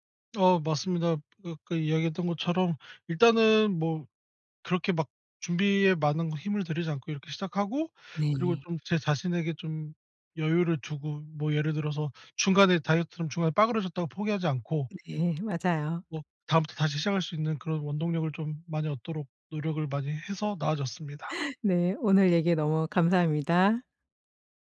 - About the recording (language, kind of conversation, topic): Korean, podcast, 요즘 꾸준함을 유지하는 데 도움이 되는 팁이 있을까요?
- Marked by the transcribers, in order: tapping